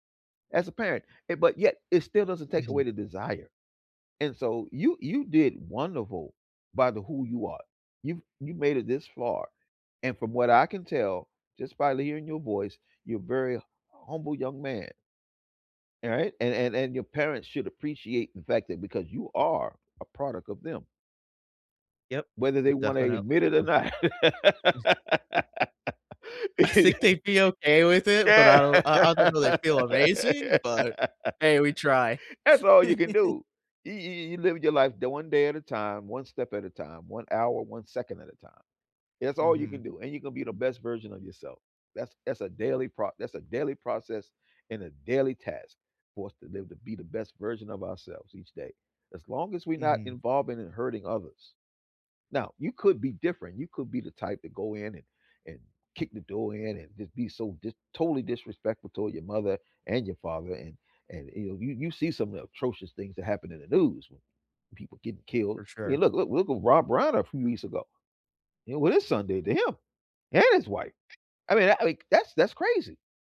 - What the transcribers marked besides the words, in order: background speech; "hearing" said as "learing"; laughing while speaking: "I'd think"; laugh; chuckle; stressed: "and"; other background noise
- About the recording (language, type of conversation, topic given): English, unstructured, When is it okay to cut ties with toxic family members?